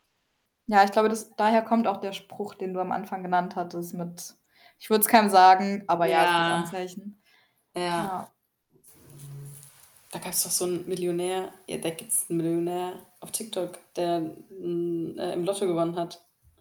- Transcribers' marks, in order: static; background speech; other background noise; distorted speech
- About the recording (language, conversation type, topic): German, unstructured, Was würdest du tun, wenn du viel Geld gewinnen würdest?
- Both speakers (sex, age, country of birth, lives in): female, 20-24, Germany, Germany; female, 25-29, Germany, Germany